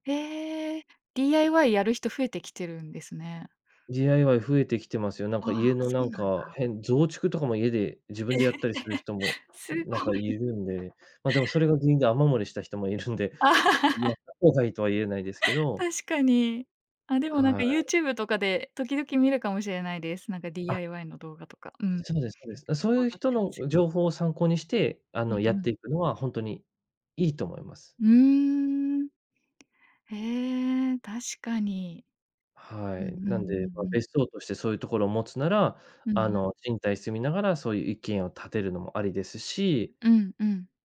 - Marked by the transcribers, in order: other background noise; chuckle; tapping; laugh
- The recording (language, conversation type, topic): Japanese, podcast, 家は購入と賃貸のどちらを選ぶべきだと思いますか？